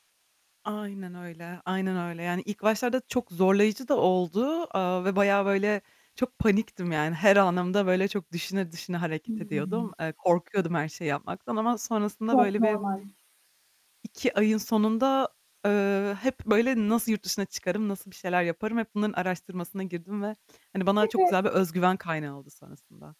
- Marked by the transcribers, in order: static; distorted speech; other background noise; tapping
- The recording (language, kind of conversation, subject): Turkish, podcast, İlk kez yalnız seyahat ettiğinde neler öğrendin, paylaşır mısın?